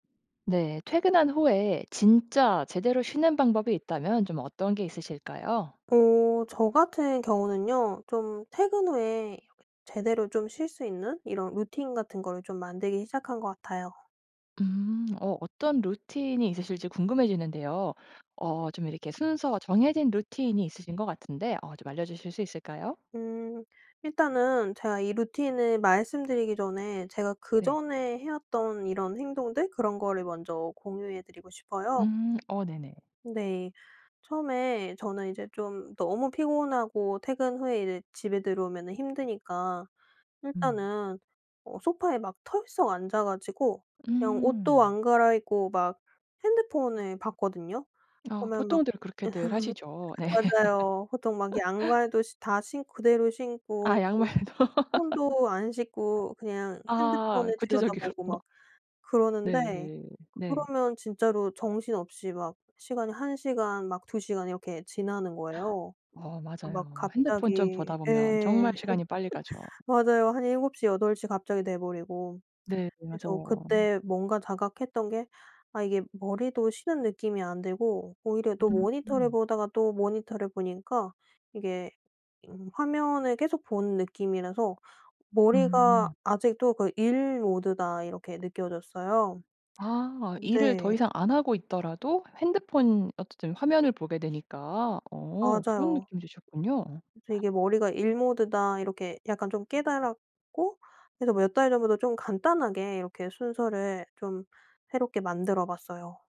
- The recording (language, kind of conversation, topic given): Korean, podcast, 퇴근 후에 진짜로 쉬는 방법은 무엇인가요?
- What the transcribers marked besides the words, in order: other background noise; laugh; laughing while speaking: "네"; laugh; laughing while speaking: "아 양말도"; laugh; laughing while speaking: "구체적이군요"; gasp; laugh; tapping